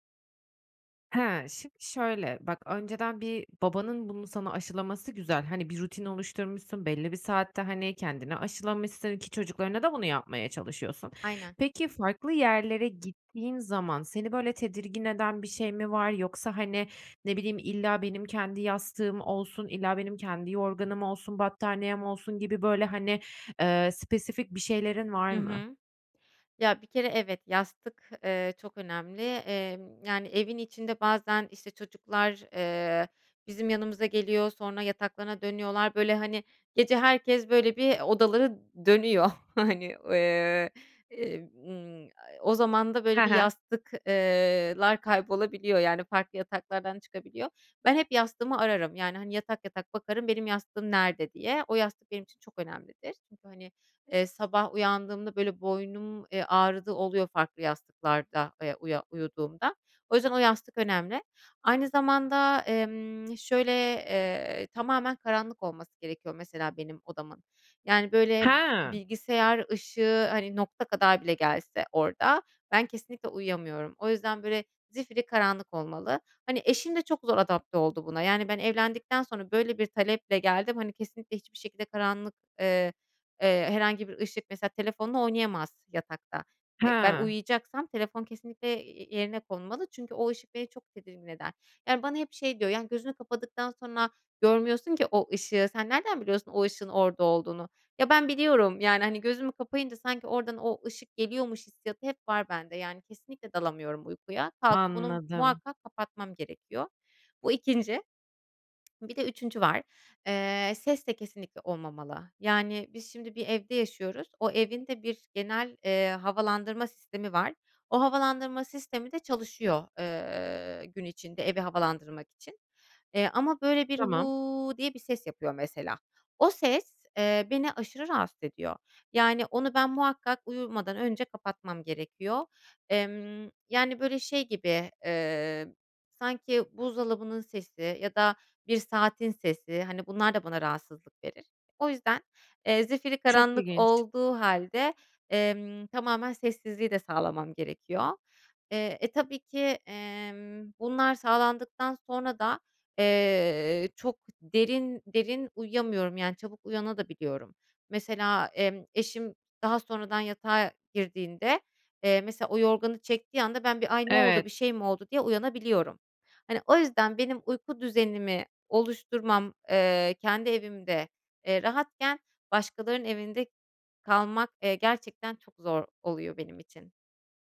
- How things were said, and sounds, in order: laughing while speaking: "dönüyor. Hani"; lip smack; other background noise
- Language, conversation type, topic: Turkish, advice, Seyahatte veya farklı bir ortamda uyku düzenimi nasıl koruyabilirim?